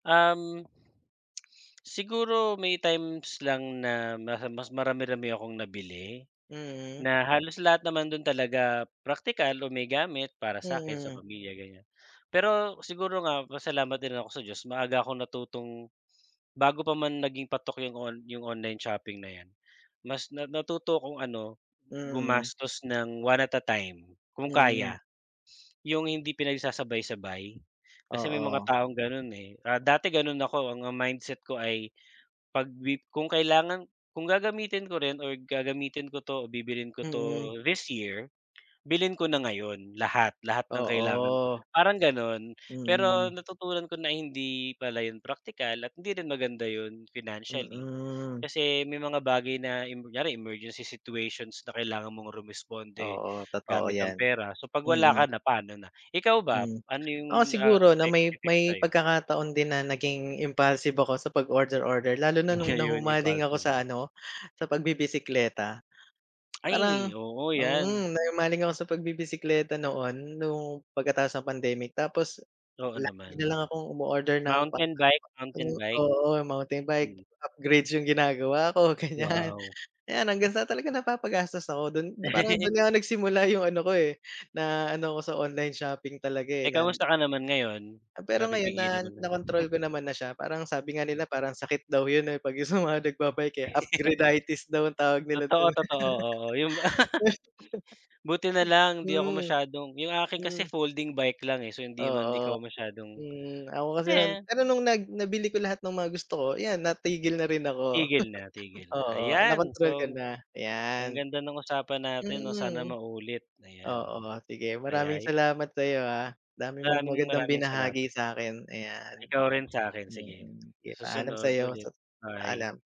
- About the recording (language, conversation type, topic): Filipino, unstructured, Paano nakaapekto ang pamimiling nakabatay sa internet sa paraan ng pamimili mo?
- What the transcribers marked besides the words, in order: in English: "online shopping"; in English: "one at a time"; sniff; in English: "this year"; in English: "emergency situations"; laughing while speaking: "Ayon"; tapping; unintelligible speech; laughing while speaking: "ganyan"; laughing while speaking: "'yung"; chuckle; giggle; laughing while speaking: "'yung"; laugh; chuckle